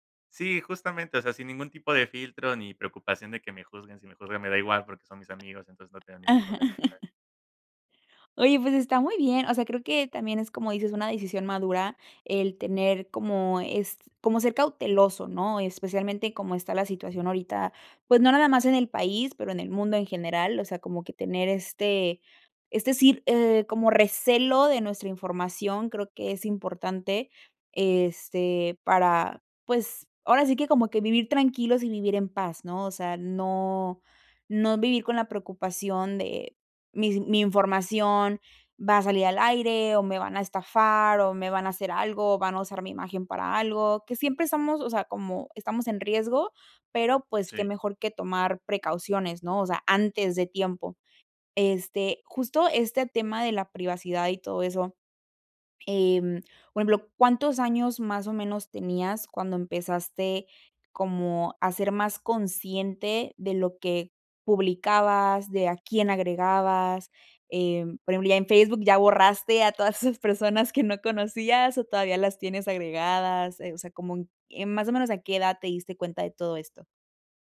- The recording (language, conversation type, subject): Spanish, podcast, ¿Qué límites pones entre tu vida en línea y la presencial?
- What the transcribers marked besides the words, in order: other background noise; chuckle; laughing while speaking: "esas personas"